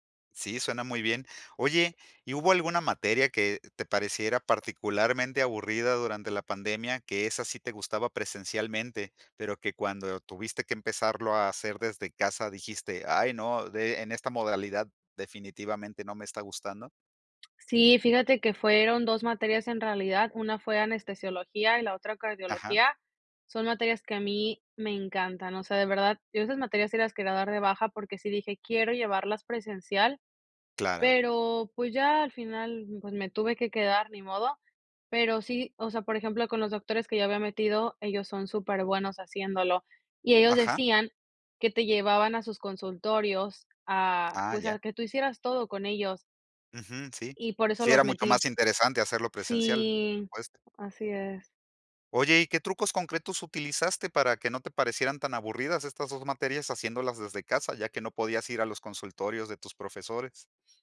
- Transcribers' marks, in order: other background noise
- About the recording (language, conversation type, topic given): Spanish, podcast, ¿Cómo te motivas para estudiar cuando te aburres?